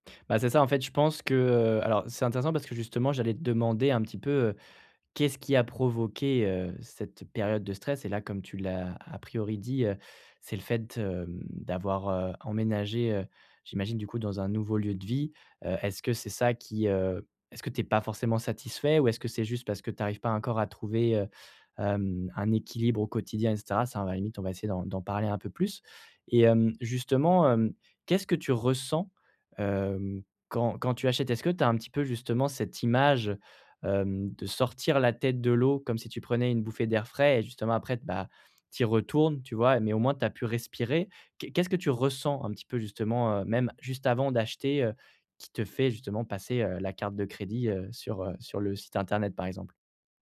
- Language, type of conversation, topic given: French, advice, Comment arrêter de dépenser de façon impulsive quand je suis stressé ?
- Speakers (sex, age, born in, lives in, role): male, 25-29, France, France, advisor; male, 40-44, France, France, user
- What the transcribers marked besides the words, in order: stressed: "ressens"